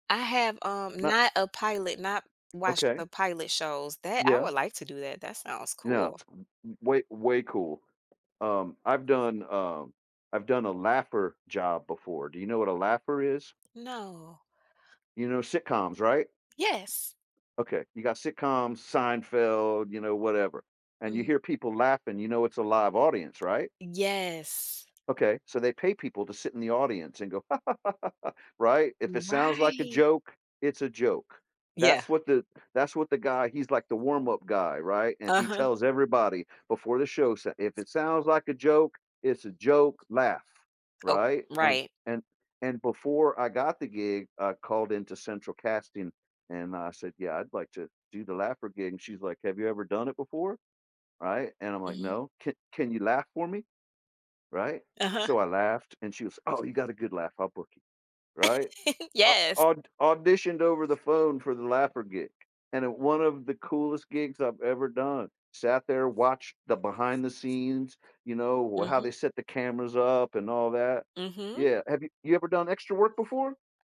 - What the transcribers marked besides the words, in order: unintelligible speech; laugh
- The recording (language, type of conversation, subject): English, unstructured, How do you decide between the stability of a traditional job and the flexibility of gig work?